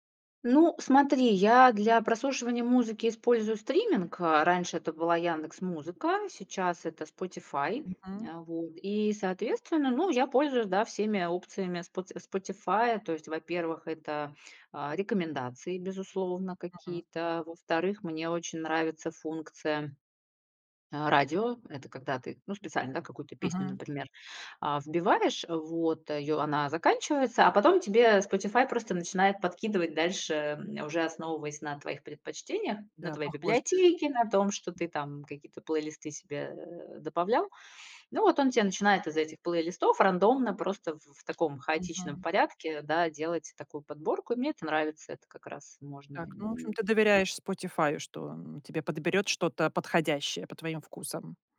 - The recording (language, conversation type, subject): Russian, podcast, Какая музыка поднимает тебе настроение?
- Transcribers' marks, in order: tapping; unintelligible speech